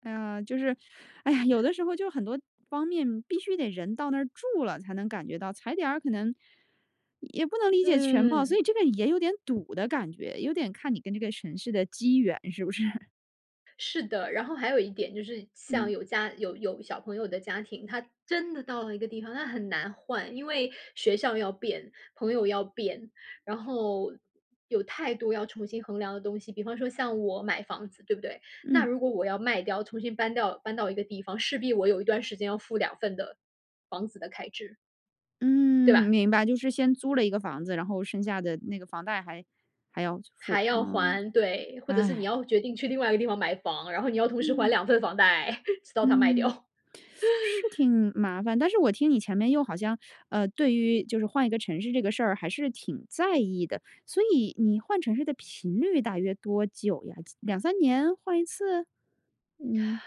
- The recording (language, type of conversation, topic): Chinese, podcast, 你是如何决定要不要换个城市生活的？
- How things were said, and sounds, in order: chuckle; laughing while speaking: "不是？"; sad: "唉"; tapping; teeth sucking; laugh